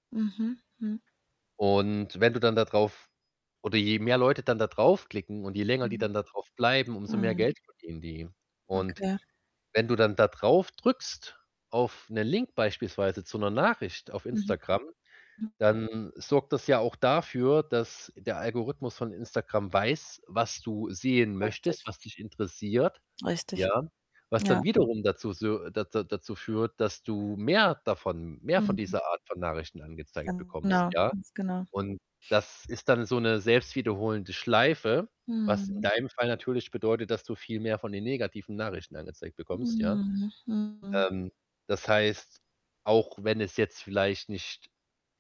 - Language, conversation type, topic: German, advice, Wie kann ich meine Angst beim Erkunden neuer, unbekannter Orte verringern?
- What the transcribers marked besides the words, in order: static; other background noise; distorted speech